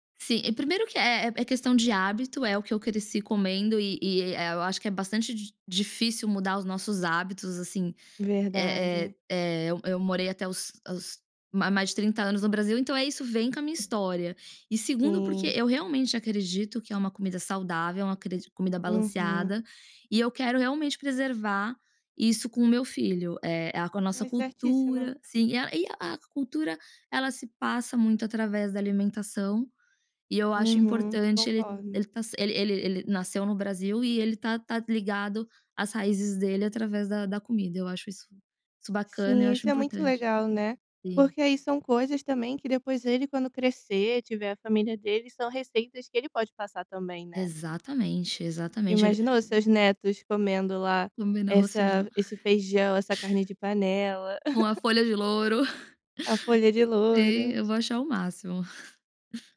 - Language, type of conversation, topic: Portuguese, podcast, Por que você gosta de cozinhar receitas tradicionais?
- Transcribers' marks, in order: tapping; laugh; chuckle; chuckle